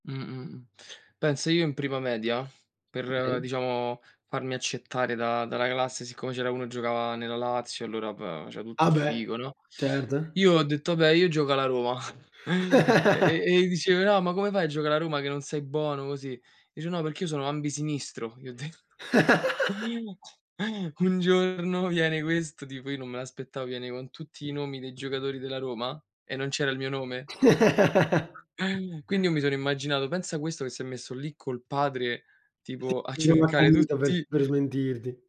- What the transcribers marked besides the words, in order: chuckle; laugh; laugh; laughing while speaking: "ho detto"; chuckle; tapping; laugh; other background noise; unintelligible speech
- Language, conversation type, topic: Italian, unstructured, Come ti senti quando raggiungi un obiettivo sportivo?